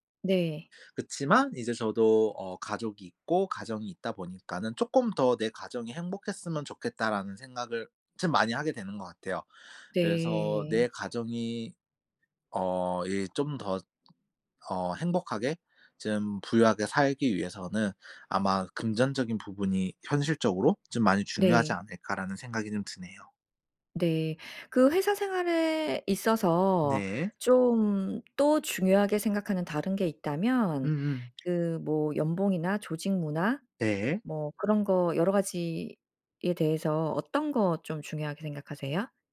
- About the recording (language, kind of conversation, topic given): Korean, podcast, 직장을 그만둘지 고민할 때 보통 무엇을 가장 먼저 고려하나요?
- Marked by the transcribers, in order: other background noise; tapping